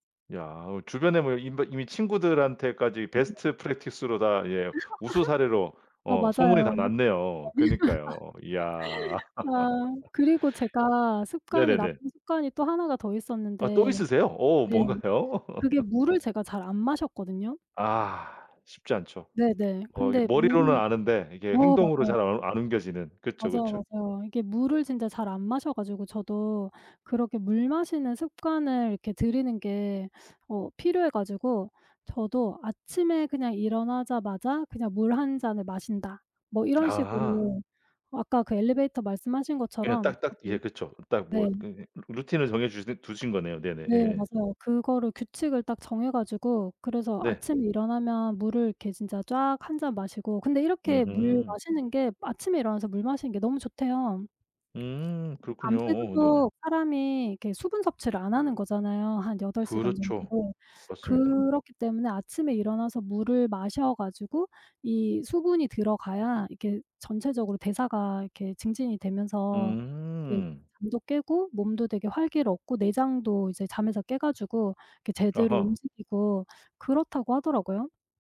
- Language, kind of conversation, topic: Korean, podcast, 나쁜 습관을 끊고 새 습관을 만드는 데 어떤 방법이 가장 효과적이었나요?
- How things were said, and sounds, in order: unintelligible speech; in English: "베스트 프랙티스로"; laugh; other background noise; laugh; laugh; laughing while speaking: "뭔가요?"; laugh; tapping